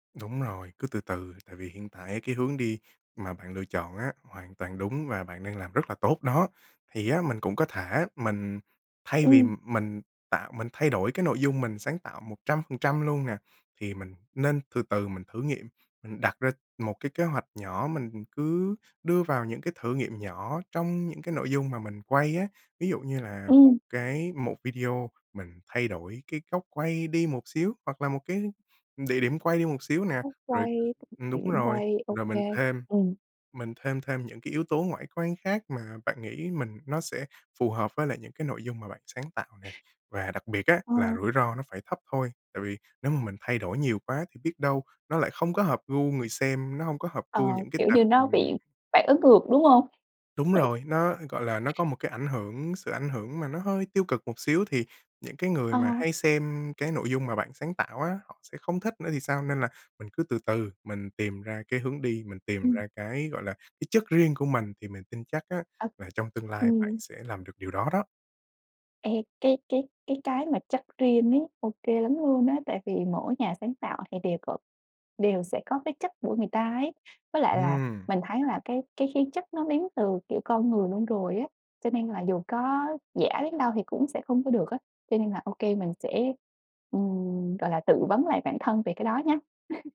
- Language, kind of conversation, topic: Vietnamese, advice, Cảm thấy bị lặp lại ý tưởng, muốn đổi hướng nhưng bế tắc
- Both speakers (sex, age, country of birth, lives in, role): female, 25-29, Vietnam, Malaysia, user; male, 20-24, Vietnam, Germany, advisor
- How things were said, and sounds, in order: tapping; other background noise; chuckle